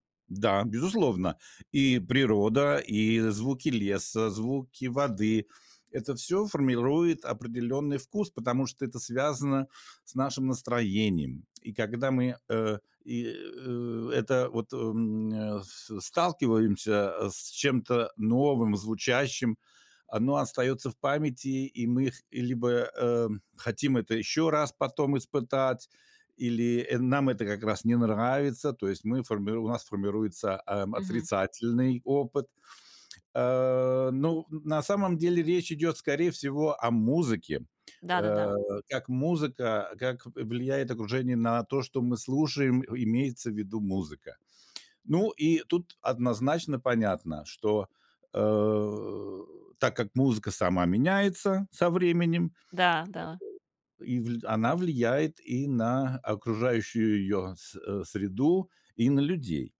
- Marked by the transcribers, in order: tapping; other noise
- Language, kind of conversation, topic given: Russian, podcast, Как окружение влияет на то, что ты слушаешь?